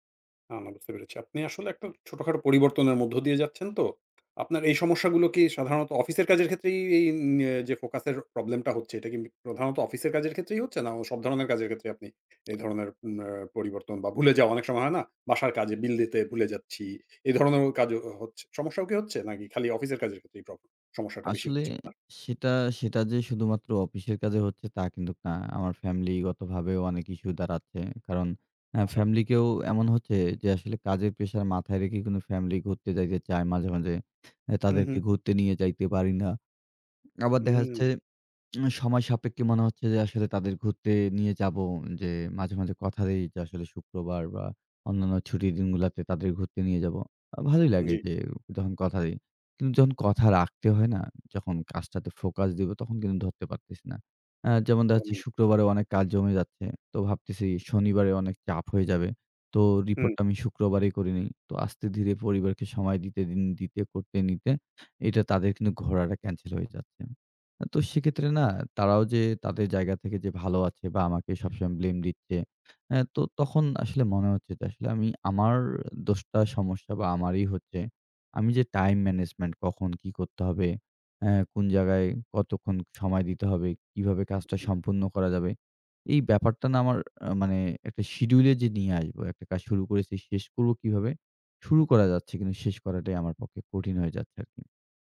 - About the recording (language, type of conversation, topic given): Bengali, advice, কাজের সময় ঘন ঘন বিঘ্ন হলে মনোযোগ ধরে রাখার জন্য আমি কী করতে পারি?
- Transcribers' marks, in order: in English: "ব্লেম"; in English: "টাইম ম্যানেজমেন্ট"